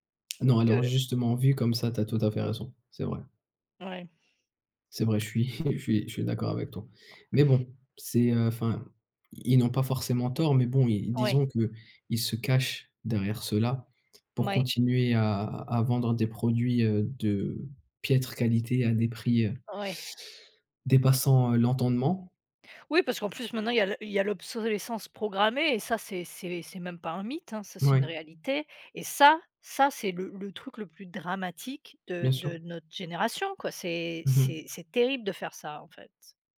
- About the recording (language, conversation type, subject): French, unstructured, Préférez-vous la finance responsable ou la consommation rapide, et quel principe guide vos dépenses ?
- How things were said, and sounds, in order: chuckle; other background noise; teeth sucking; stressed: "ça"; stressed: "dramatique"